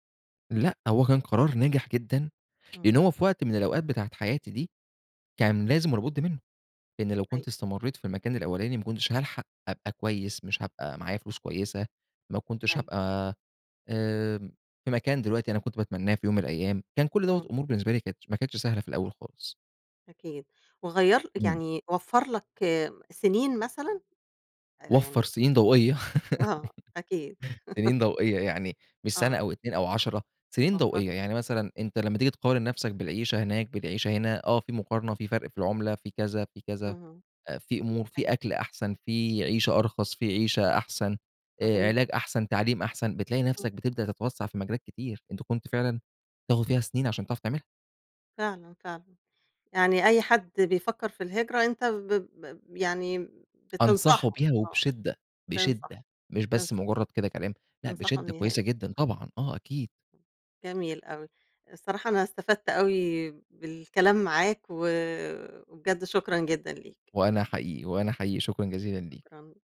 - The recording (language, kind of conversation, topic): Arabic, podcast, احكيلي عن قرار غيّر مسار حياتك
- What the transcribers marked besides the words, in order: other background noise; laugh; laugh; tapping